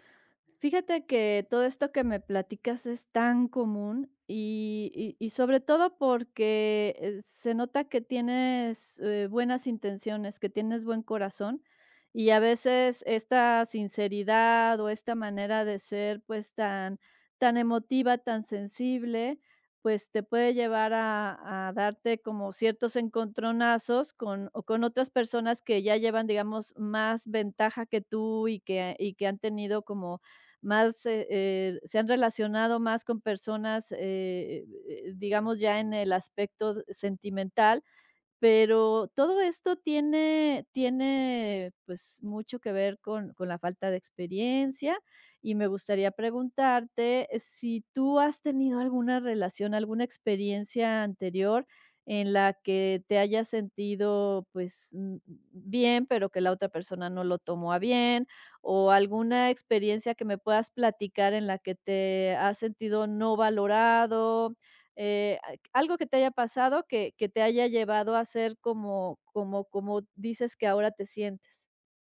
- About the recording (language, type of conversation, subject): Spanish, advice, ¿Cómo puedo ganar confianza para iniciar y mantener citas románticas?
- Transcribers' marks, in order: unintelligible speech